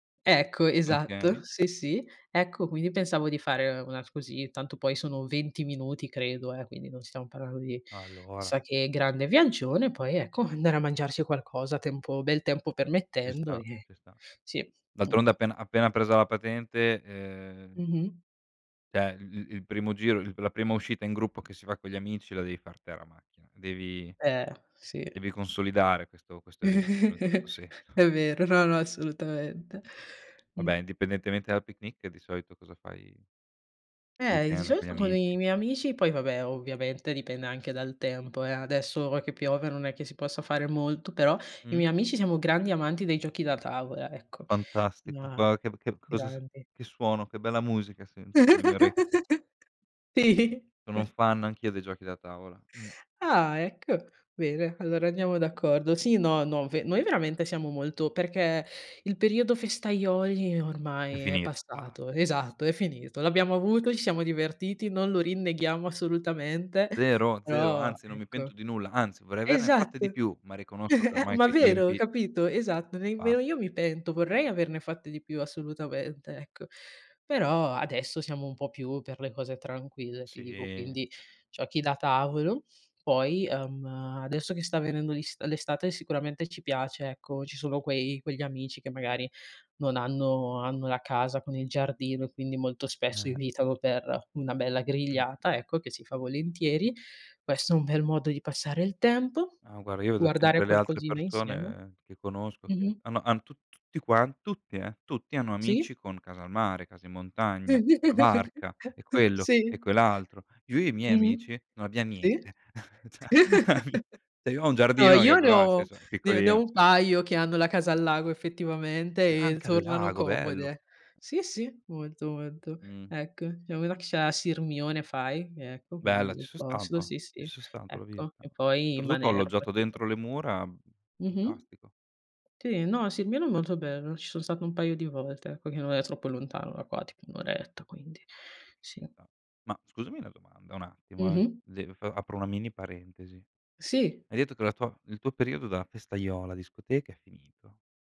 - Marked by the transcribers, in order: "cioè" said as "ceh"; giggle; laughing while speaking: "senso"; chuckle; "Guarda" said as "guara"; laugh; laughing while speaking: "Sì"; chuckle; chuckle; tapping; laugh; laugh; chuckle; laughing while speaking: "ceh"; "Cioè" said as "ceh"; unintelligible speech; "cioè" said as "ceh"
- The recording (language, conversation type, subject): Italian, unstructured, Come ti piace passare il tempo con i tuoi amici?